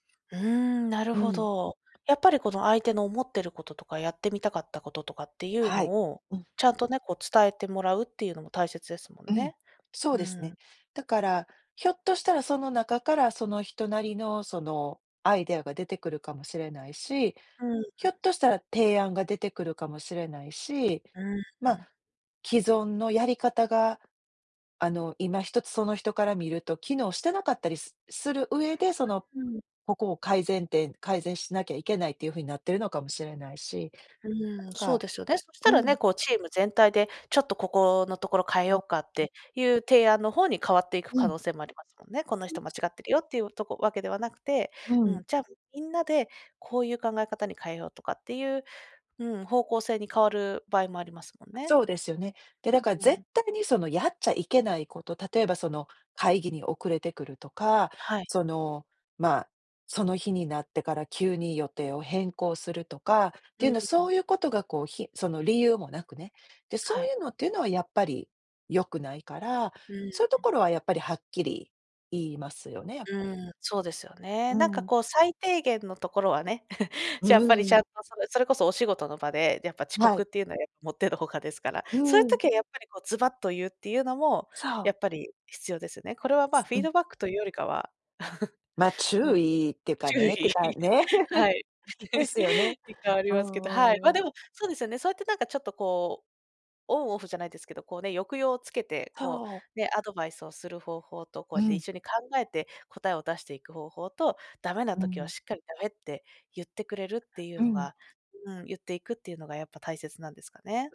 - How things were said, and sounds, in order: unintelligible speech; unintelligible speech; laugh; laugh; laughing while speaking: "注意、はい"; laugh
- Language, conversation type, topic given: Japanese, podcast, フィードバックはどのように伝えるのがよいですか？